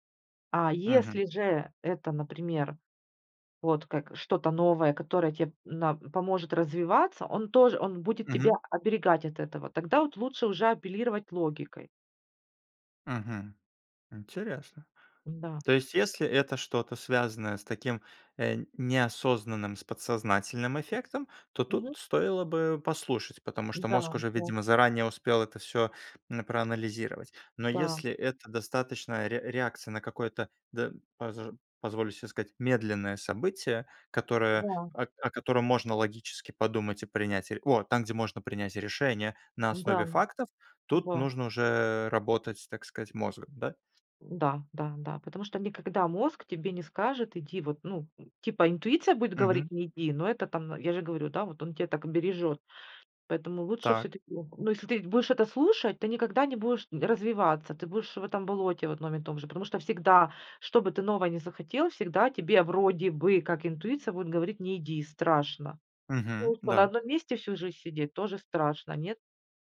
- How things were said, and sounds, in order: other background noise
- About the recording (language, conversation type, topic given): Russian, podcast, Как отличить интуицию от страха или желания?